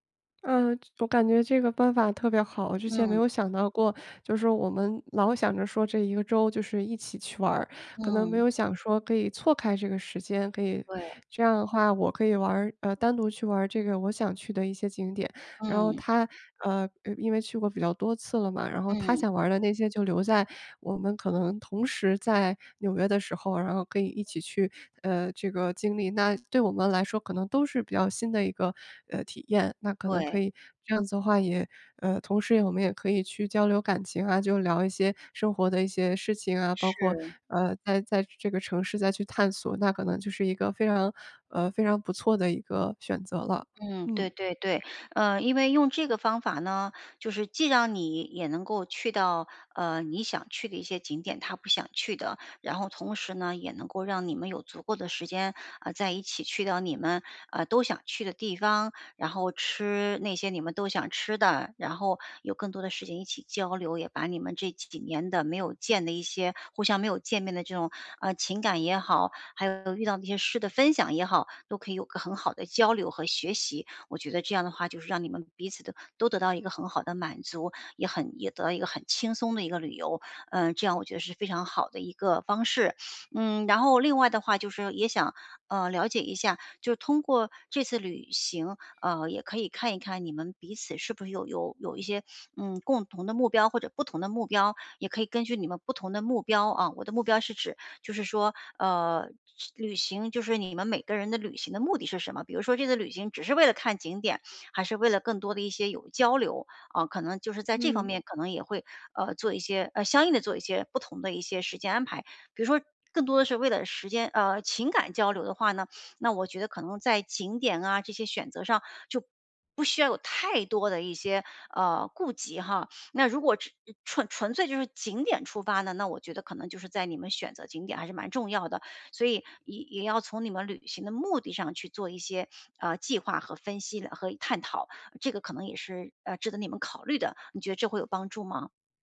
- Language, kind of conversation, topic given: Chinese, advice, 旅行时如何减轻压力并更放松？
- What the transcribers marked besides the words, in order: none